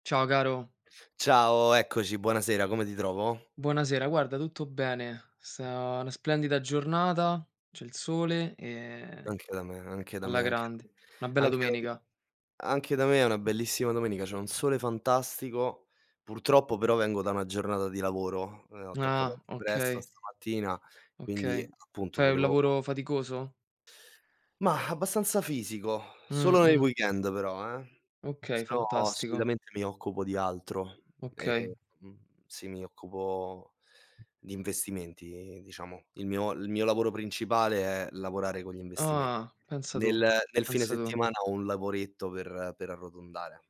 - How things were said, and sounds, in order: other background noise; tapping
- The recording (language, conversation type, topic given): Italian, unstructured, Come ti senti quando il tuo lavoro viene riconosciuto?